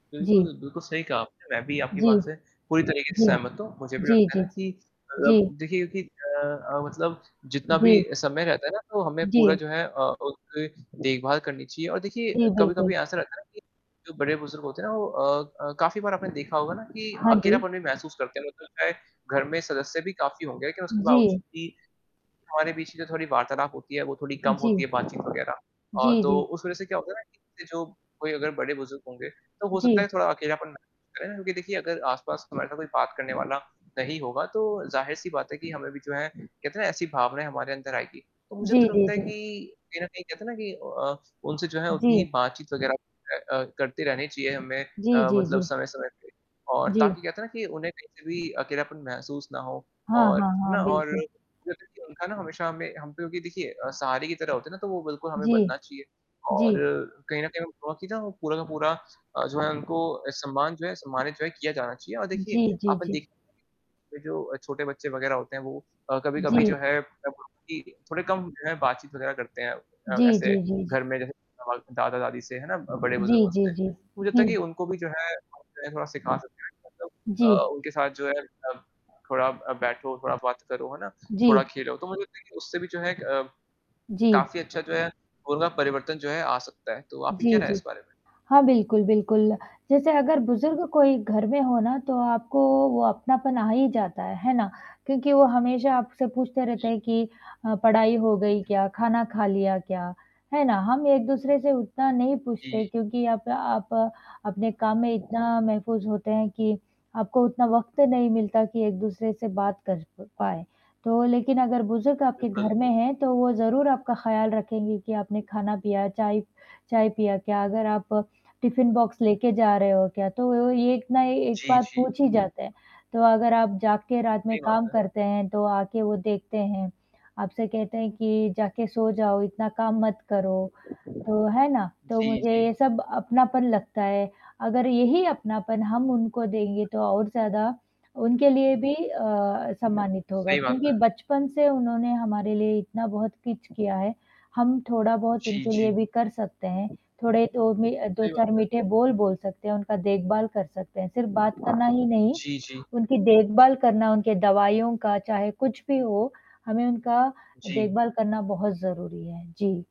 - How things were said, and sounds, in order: distorted speech; static; in English: "टिफिन बॉक्स"; other background noise; "कुछ" said as "किच"
- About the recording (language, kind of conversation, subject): Hindi, unstructured, क्या आपको लगता है कि हम अपने बुजुर्गों का पर्याप्त सम्मान करते हैं?